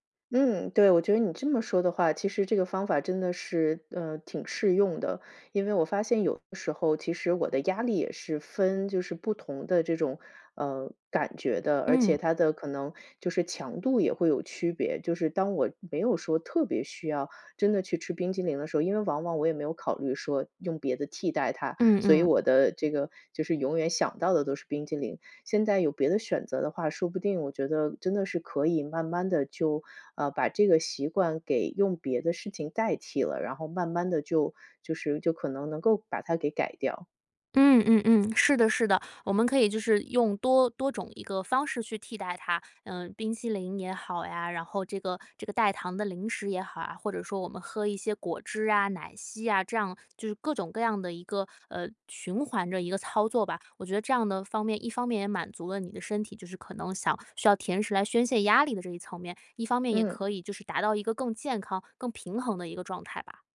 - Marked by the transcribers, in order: none
- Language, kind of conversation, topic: Chinese, advice, 为什么我总是无法摆脱旧习惯？